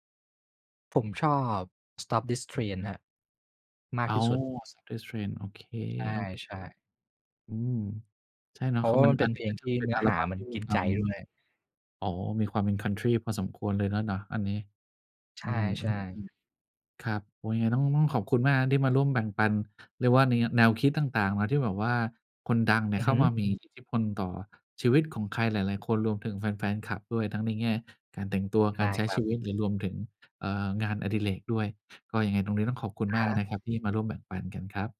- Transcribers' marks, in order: none
- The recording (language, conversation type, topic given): Thai, podcast, คนดังมีอิทธิพลต่อความคิดของแฟนๆ อย่างไร?